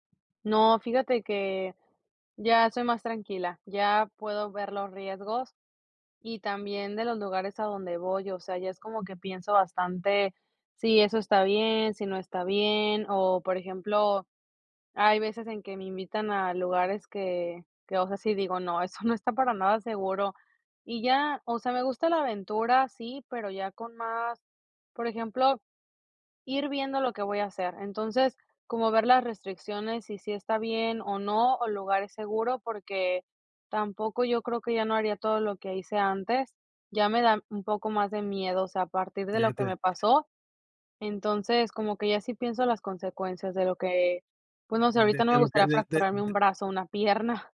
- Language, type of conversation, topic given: Spanish, podcast, ¿Cómo eliges entre seguridad y aventura?
- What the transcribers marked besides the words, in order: none